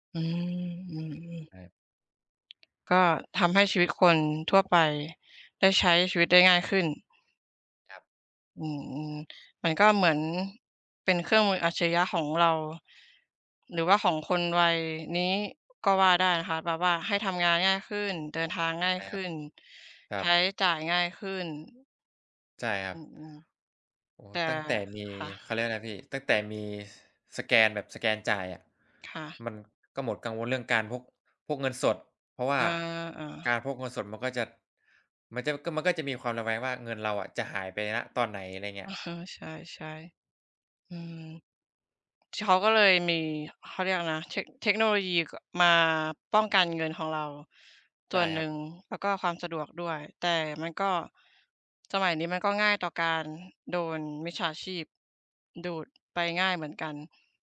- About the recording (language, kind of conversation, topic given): Thai, unstructured, เทคโนโลยีได้เปลี่ยนแปลงวิถีชีวิตของคุณอย่างไรบ้าง?
- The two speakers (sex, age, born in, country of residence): female, 25-29, Thailand, Thailand; male, 20-24, Thailand, Thailand
- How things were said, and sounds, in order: unintelligible speech; tapping; breath; breath; breath